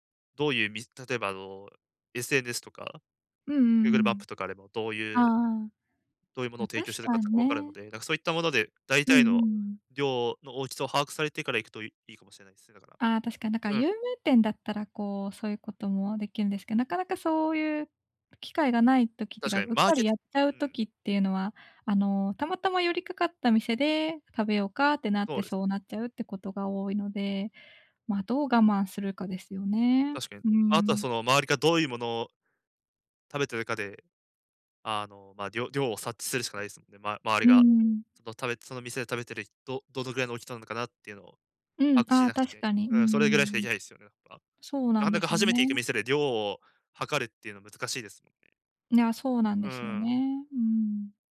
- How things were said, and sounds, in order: other noise
- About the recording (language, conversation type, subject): Japanese, advice, 外食のとき、健康に良い選び方はありますか？